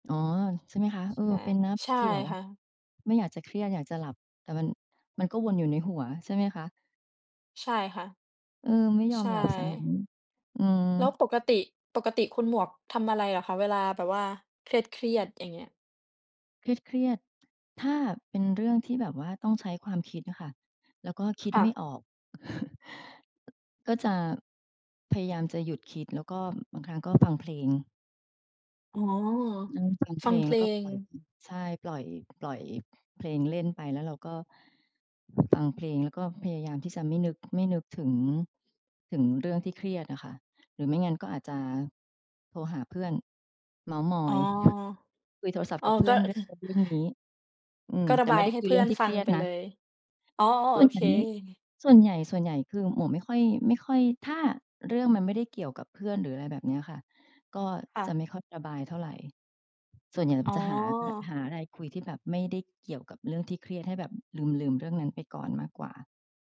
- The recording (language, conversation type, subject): Thai, unstructured, เวลารู้สึกเครียด คุณมักทำอะไรเพื่อผ่อนคลาย?
- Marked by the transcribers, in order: other background noise; tapping; chuckle